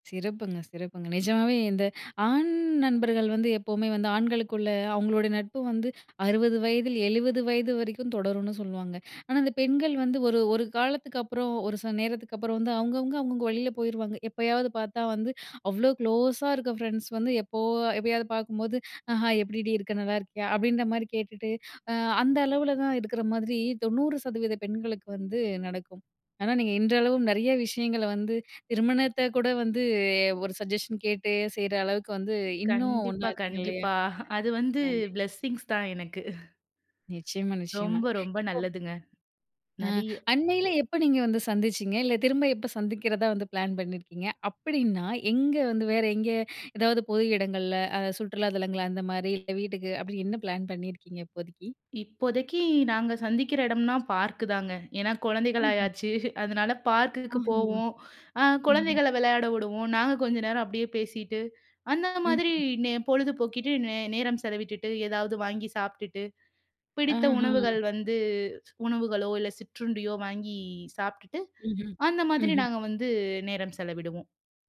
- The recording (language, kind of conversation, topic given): Tamil, podcast, உணவைப் பகிர்ந்ததனால் நட்பு உருவான ஒரு கதையைச் சொல்ல முடியுமா?
- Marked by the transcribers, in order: in English: "க்ளோஸா"; in English: "சஜஷன்"; chuckle; in English: "பிளெஸ்ஸிங்ஸ்"; unintelligible speech; chuckle; other background noise; unintelligible speech; chuckle; unintelligible speech